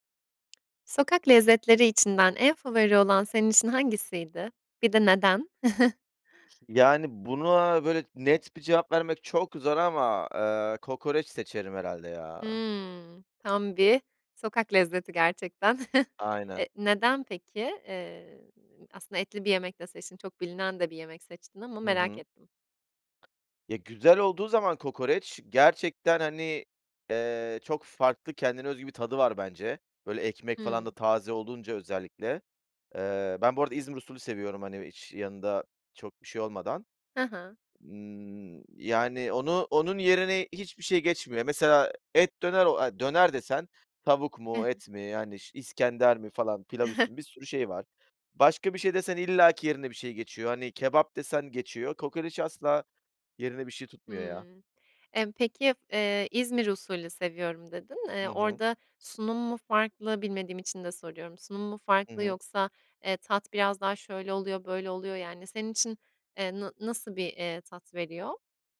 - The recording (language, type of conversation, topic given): Turkish, podcast, Sokak lezzetleri arasında en sevdiğin hangisiydi ve neden?
- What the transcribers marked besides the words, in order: tapping; chuckle; other background noise; chuckle; chuckle